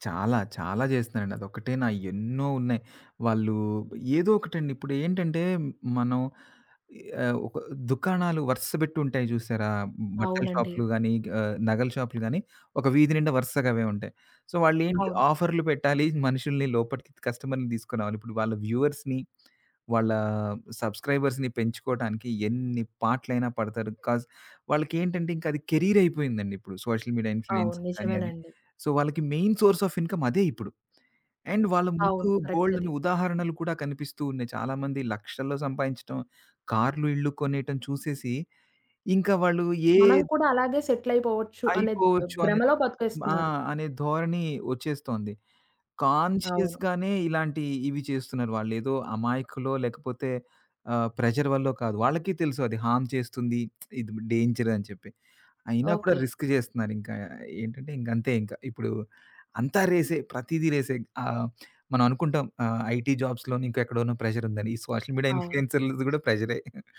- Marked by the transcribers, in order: in English: "సో"; in English: "కస్టమర్‌ని"; in English: "వ్యూవర్స్‌నీ"; other background noise; in English: "సబ్స్క్రైబర్స్‌నీ"; in English: "కాజ్"; in English: "కెరీర్"; in English: "సోషల్ మీడియా ఇన్‌ఫ్లూయెన్స్‌కీ"; in English: "సో"; in English: "మెయిన్ సోర్స్ ఆఫ్ ఇన్‌కం"; in English: "అండ్"; in English: "కరెక్ట్"; in English: "కాన్‌షియస్‌గానే"; in English: "ప్రెజర్"; in English: "హార్మ్"; in English: "రిస్క్"; in English: "ఐటీ జాబ్స్‌లోనో"; in English: "సోషల్ మీడియా ఇన్‌ఫ్లూయెన్సర్‌లది"; chuckle
- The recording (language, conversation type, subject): Telugu, podcast, సోషల్ మీడియా ట్రెండ్‌లు మీపై ఎలా ప్రభావం చూపిస్తాయి?